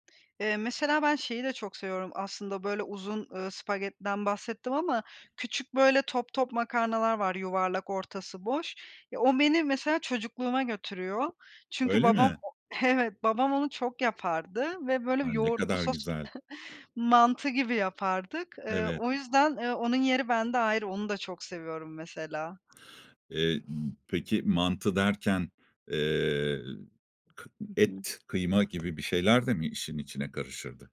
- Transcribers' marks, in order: other background noise; laughing while speaking: "Evet"; chuckle; tapping
- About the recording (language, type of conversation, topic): Turkish, podcast, Uzun bir günün ardından sana en iyi gelen yemek hangisi?
- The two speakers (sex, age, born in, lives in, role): female, 30-34, Turkey, Spain, guest; male, 55-59, Turkey, Spain, host